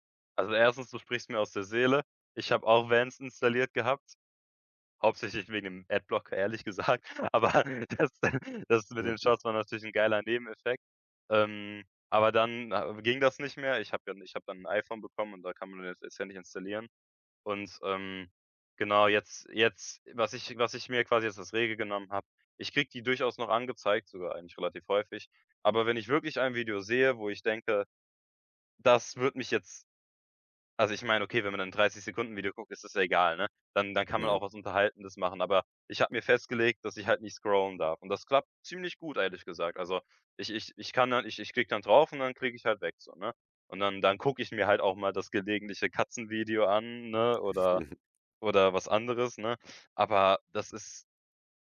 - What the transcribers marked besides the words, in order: laughing while speaking: "gesagt, aber das"; chuckle
- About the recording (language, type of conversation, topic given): German, podcast, Wie vermeidest du, dass Social Media deinen Alltag bestimmt?